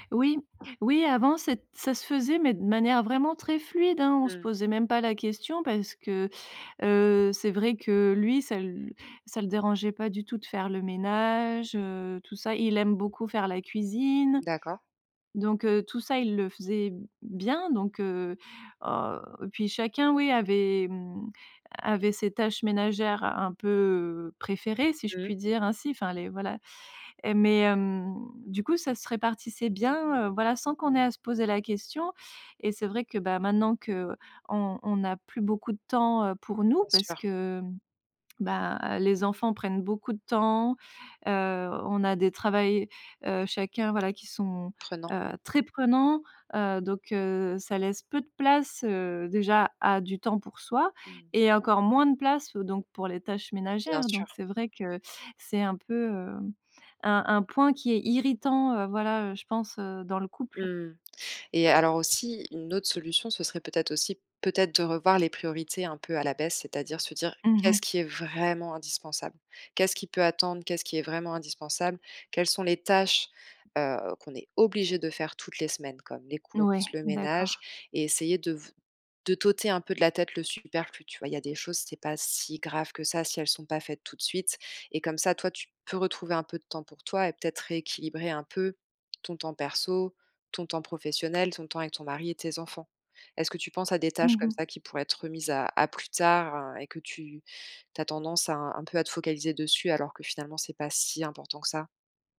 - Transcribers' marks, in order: tapping; stressed: "vraiment"; stressed: "obligés"; stressed: "si"
- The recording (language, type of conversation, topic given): French, advice, Comment gérer les conflits liés au partage des tâches ménagères ?